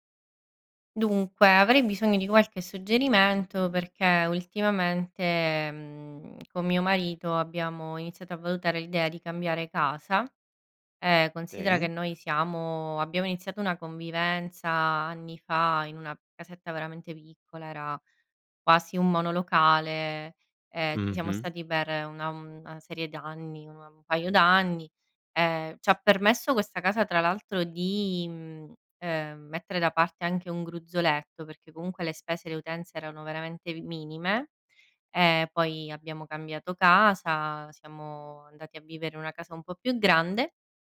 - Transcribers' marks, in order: none
- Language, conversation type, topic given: Italian, advice, Quali difficoltà stai incontrando nel trovare una casa adatta?